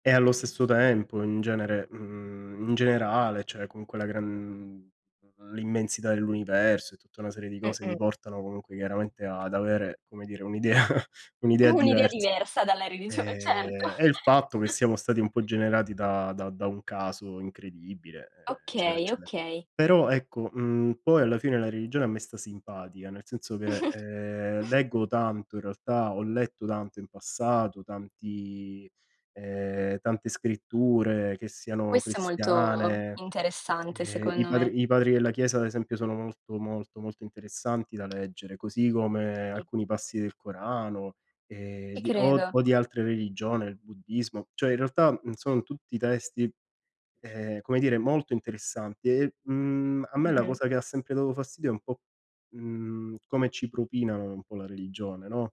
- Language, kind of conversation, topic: Italian, unstructured, La religione può creare divisioni tra le persone?
- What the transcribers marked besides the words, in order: other background noise; laughing while speaking: "Un'idea diversa dalla religione, certo"; snort; chuckle; chuckle